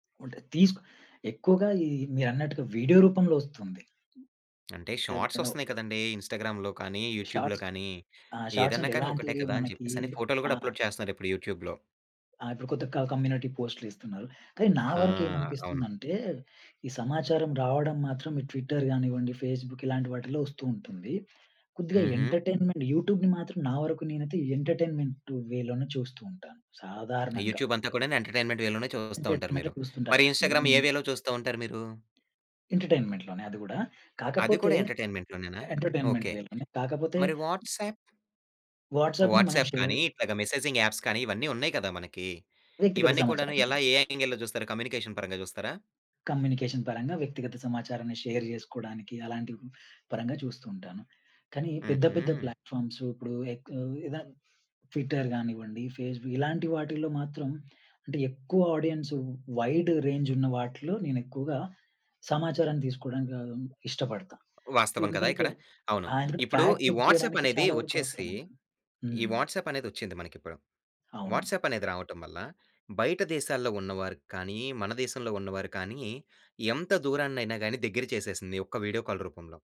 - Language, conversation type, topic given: Telugu, podcast, సోషల్ మీడియా మన భావాలను ఎలా మార్చుతోంది?
- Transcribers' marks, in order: in English: "షార్ట్స్"; other background noise; in English: "ఇనఫ్. షార్ట్స్"; in English: "ఇన్‌స్టాగ్రామ్‌లో"; in English: "యూట్యూబ్‌లో"; in English: "షార్ట్స్"; in English: "అప్లోడ్"; in English: "యూట్యూబ్‌లో"; in English: "ట్విట్టర్"; in English: "ఫేస్‌బుక్"; in English: "ఎంటర్‌టైన్‌మెంట్ యూట్యూబ్‌ని"; in English: "ఎంటర్‌టైన్‌మెంట్ వే"; in English: "యూట్యూబ్"; in English: "ఎంటర్‌టైన్‌మెంట్ వే"; in English: "ఇంటర్నెట్‌లో"; in English: "ఇన్‌స్టాగ్రామ్"; in English: "ఇవెన్"; in English: "వేలో"; tapping; in English: "ఎంటర్‌టైన్‌మెంట్"; in English: "ఎంటర్‌టైన్‌మెంట్"; in English: "ఎంటర్‌టైన్‌మెంట్ వే"; in English: "వాట్సాప్?"; in English: "వాట్సాప్‌ని"; in English: "వాట్సాప్"; in English: "షేర్"; in English: "మెసేజింగ్ యాప్స్"; in English: "యాంగిల్‌లో"; in English: "కమ్యూనికేషన్"; in English: "కమ్యూనికేషన్"; in English: "షేర్"; in English: "ప్లాట్‌ఫార్మ్స్"; in English: "ట్విట్టర్"; in English: "ఫేస్‌బుక్"; in English: "ఆడియన్స్ వైడ్ రేంజ్"; in English: "ఫాక్ట్ చెక్"; in English: "వాట్సాప్"; in English: "వాట్సాప్"; in English: "వాట్సాప్"; in English: "వీడియో కాల్"